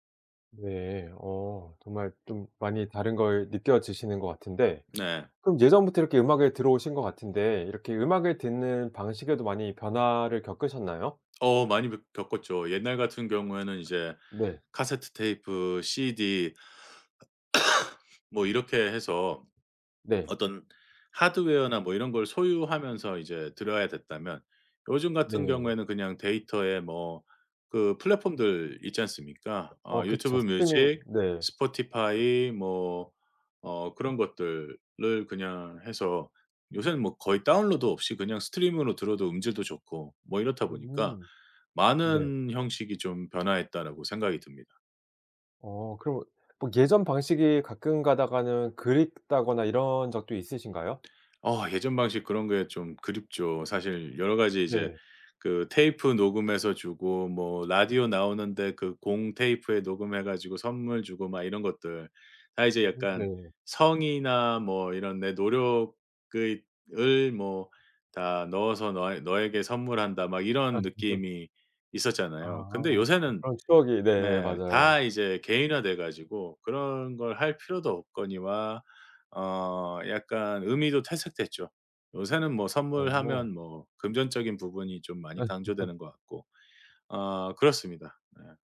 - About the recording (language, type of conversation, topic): Korean, podcast, 계절마다 떠오르는 노래가 있으신가요?
- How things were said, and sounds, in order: tapping; other background noise; cough; in English: "stream으로"; laugh; laugh